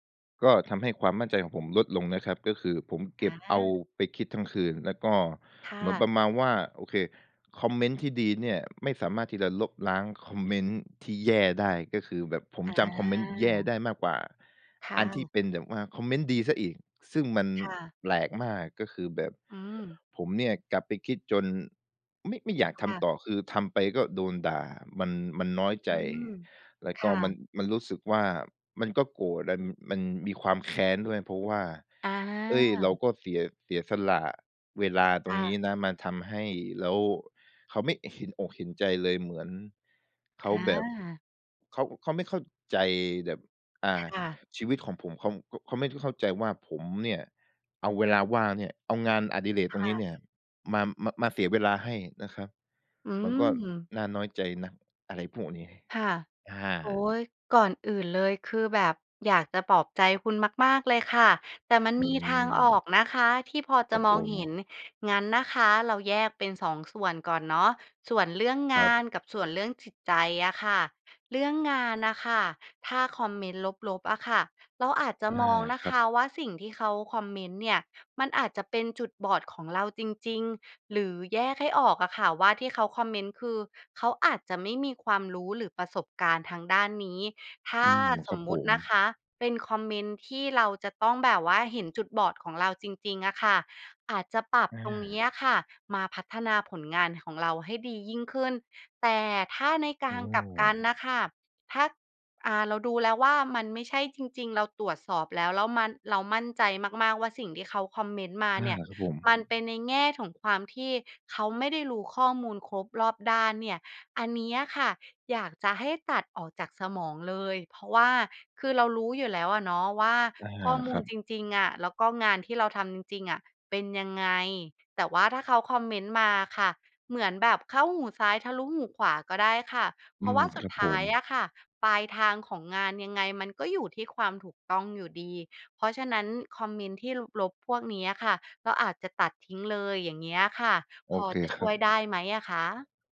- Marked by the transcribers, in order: stressed: "แค้น"; other background noise
- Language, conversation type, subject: Thai, advice, คุณเคยได้รับคำวิจารณ์เกี่ยวกับงานสร้างสรรค์ของคุณบนสื่อสังคมออนไลน์ในลักษณะไหนบ้าง?